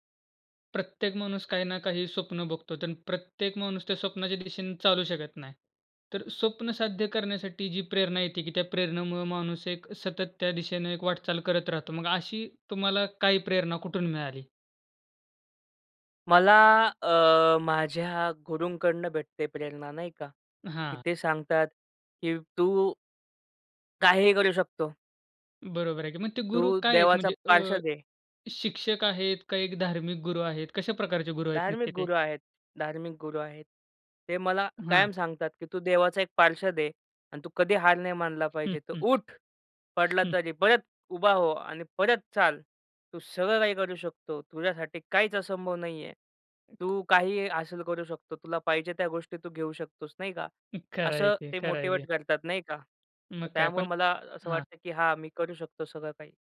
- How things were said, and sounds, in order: drawn out: "मला"; other noise; tapping; in Hindi: "हासिल"; "मोटिव्हेट" said as "मोटिवेट"
- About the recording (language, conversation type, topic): Marathi, podcast, तुम्हाला स्वप्ने साध्य करण्याची प्रेरणा कुठून मिळते?